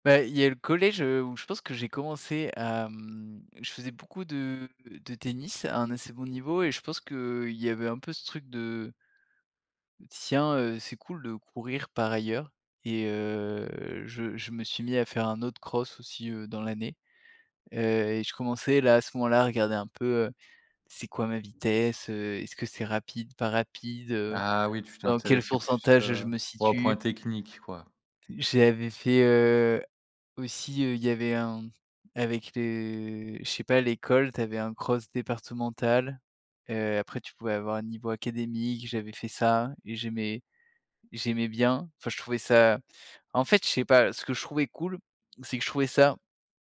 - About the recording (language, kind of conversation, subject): French, podcast, Comment as-tu commencé la course à pied ?
- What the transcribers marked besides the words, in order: drawn out: "heu"; other background noise; drawn out: "les"